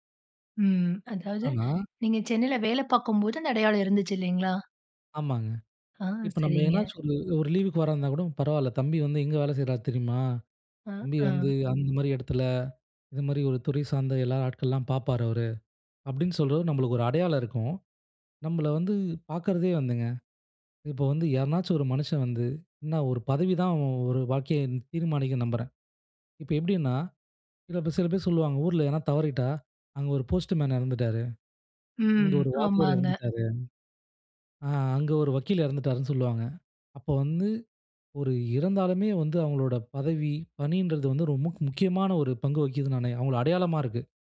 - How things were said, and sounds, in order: unintelligible speech; "அவுங்களோட" said as "அவுங்கள"
- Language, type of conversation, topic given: Tamil, podcast, பணியில் தோல்வி ஏற்பட்டால் உங்கள் அடையாளம் பாதிக்கப்படுமா?